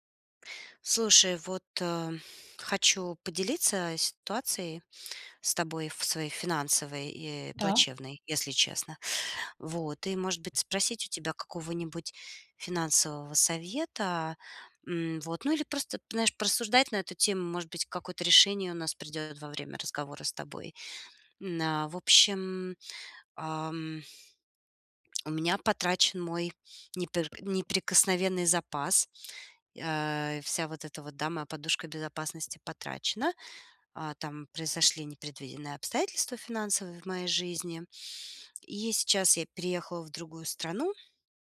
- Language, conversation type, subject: Russian, advice, Как создать аварийный фонд, чтобы избежать новых долгов?
- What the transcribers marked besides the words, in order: tapping